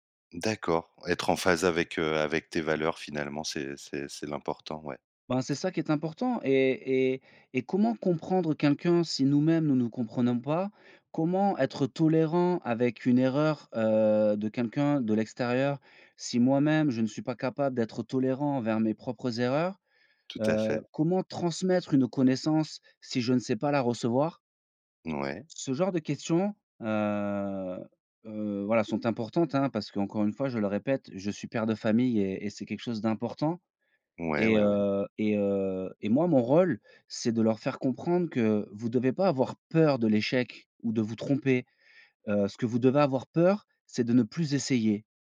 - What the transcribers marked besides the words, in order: drawn out: "heu"
- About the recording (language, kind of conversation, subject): French, podcast, Quand tu fais une erreur, comment gardes-tu confiance en toi ?